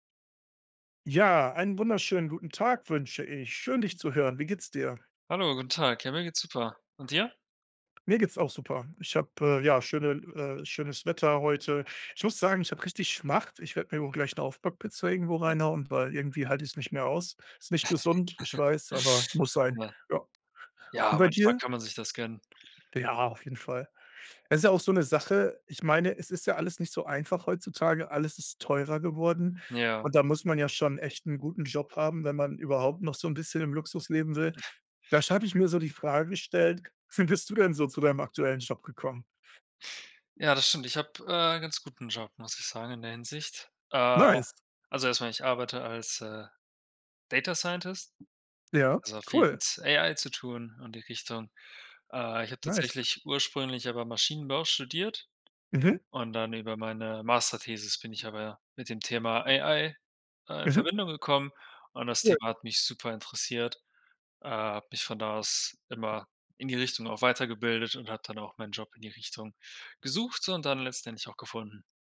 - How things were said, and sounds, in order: giggle; unintelligible speech; chuckle; laughing while speaking: "Wie bist du"; other background noise
- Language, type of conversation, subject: German, unstructured, Wie bist du zu deinem aktuellen Job gekommen?